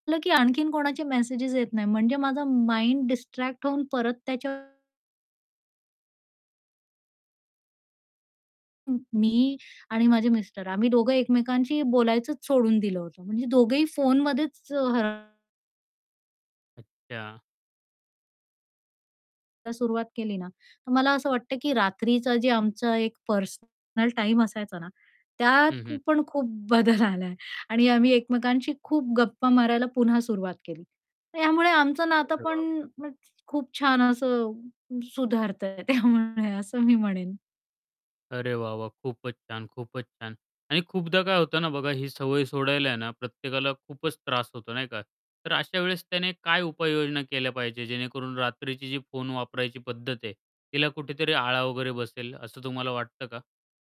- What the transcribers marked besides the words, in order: tapping; static; in English: "माइंड"; distorted speech; other background noise; laughing while speaking: "बदल आला आहे"; "सुधारतंय" said as "सुधारतयं"; laughing while speaking: "त्यामुळे असं मी म्हणेन"
- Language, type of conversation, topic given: Marathi, podcast, रात्री फोन वापरण्याची तुमची पद्धत काय आहे?